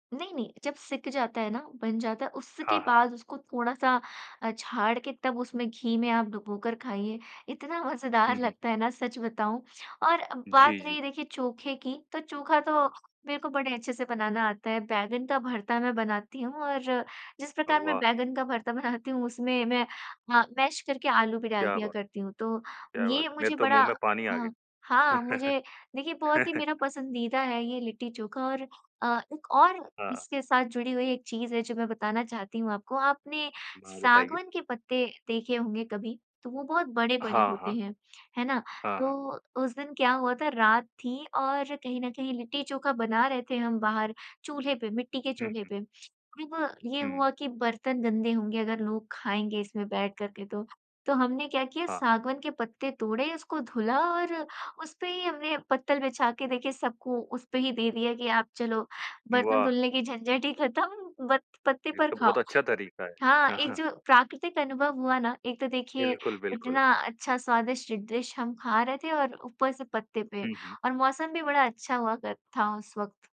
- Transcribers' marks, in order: tapping; in English: "मैश"; chuckle; in English: "डिश"
- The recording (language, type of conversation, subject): Hindi, podcast, आप नए कौशल सीखना कैसे पसंद करते हैं?